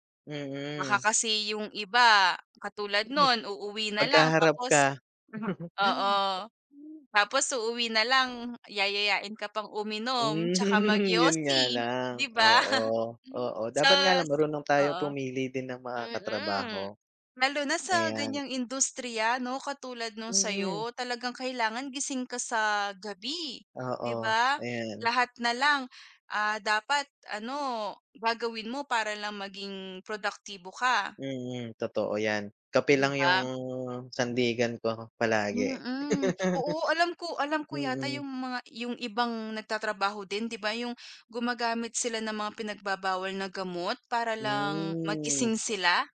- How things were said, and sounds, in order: chuckle; chuckle; chuckle; drawn out: "Hmm"
- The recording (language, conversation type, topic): Filipino, unstructured, Paano mo hinaharap ang hindi patas na pagtrato sa trabaho?